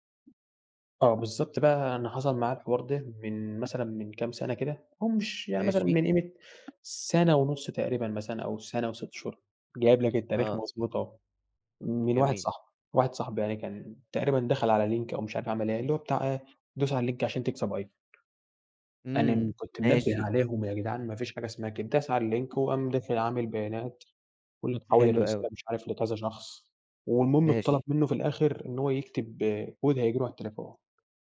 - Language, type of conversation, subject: Arabic, podcast, ازاي بتحافظ على خصوصيتك على الإنترنت من وجهة نظرك؟
- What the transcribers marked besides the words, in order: tapping; in English: "لينك"; in English: "اللينك"; in English: "الLink"; other background noise; in English: "Code"